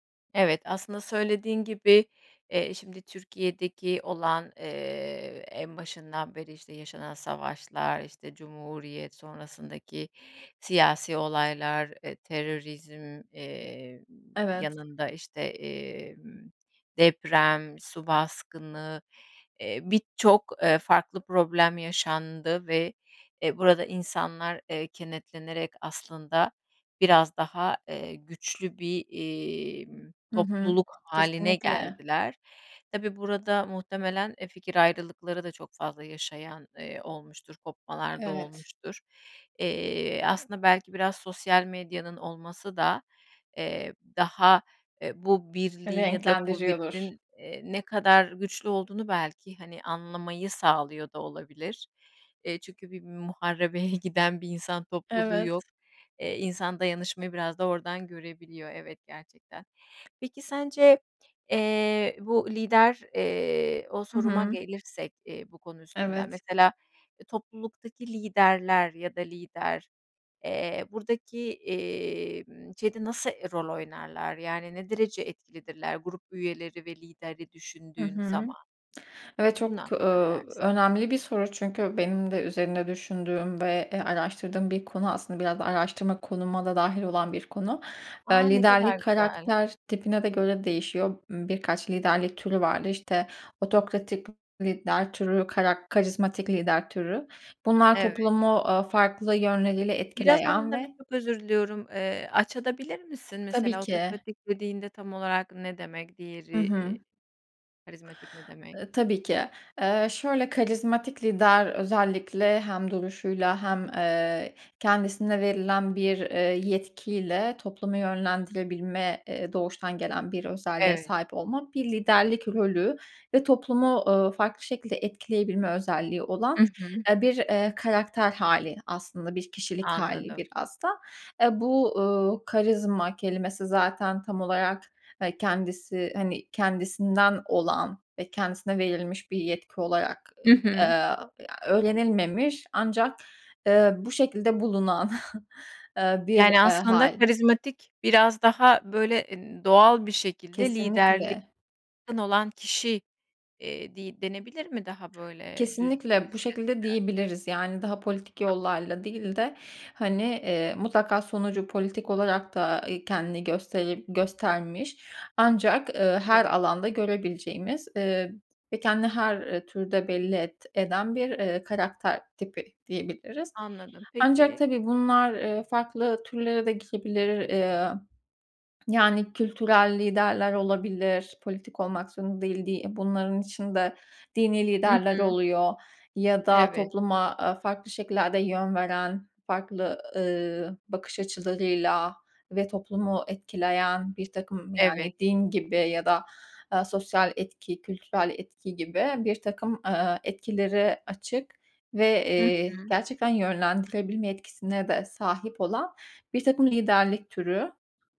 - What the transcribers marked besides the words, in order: tapping; other background noise; giggle
- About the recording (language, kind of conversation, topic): Turkish, podcast, Bir grup içinde ortak zorluklar yaşamak neyi değiştirir?